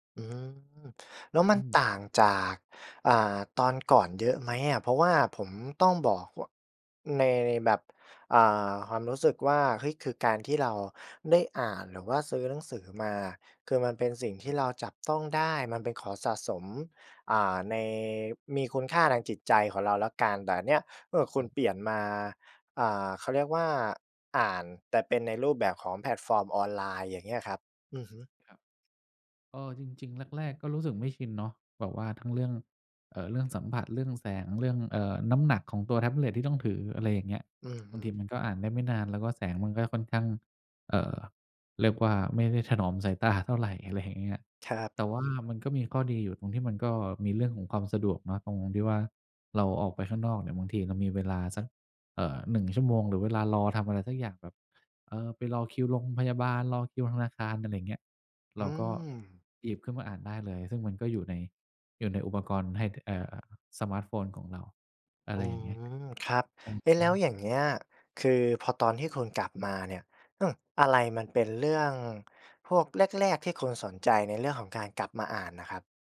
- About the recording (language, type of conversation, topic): Thai, podcast, ช่วงนี้คุณได้กลับมาทำงานอดิเรกอะไรอีกบ้าง แล้วอะไรทำให้คุณอยากกลับมาทำอีกครั้ง?
- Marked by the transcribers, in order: tapping